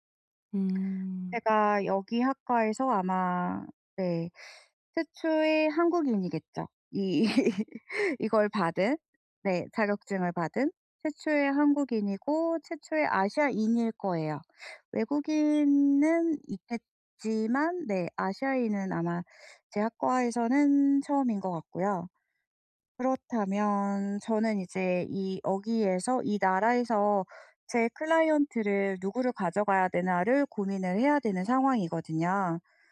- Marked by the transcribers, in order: laughing while speaking: "이"; laugh; other background noise
- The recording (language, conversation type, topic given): Korean, advice, 정체기를 어떻게 극복하고 동기를 꾸준히 유지할 수 있을까요?